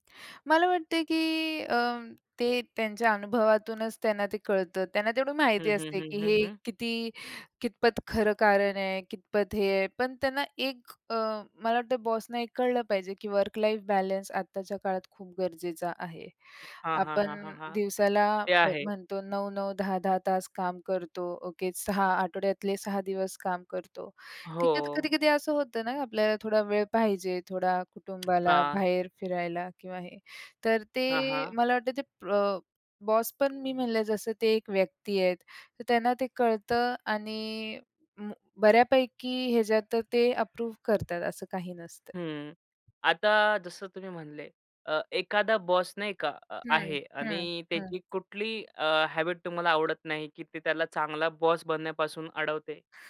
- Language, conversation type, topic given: Marathi, podcast, एक चांगला बॉस कसा असावा असे तुम्हाला वाटते?
- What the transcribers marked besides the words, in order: in English: "बॉसना"; in English: "वर्क लाईफ बॅलन्स"; in English: "ओके"; other background noise; in English: "बॉस"; in English: "अप्रूव्ह"; in English: "बॉस"; in English: "हॅबिट"; in English: "बॉस"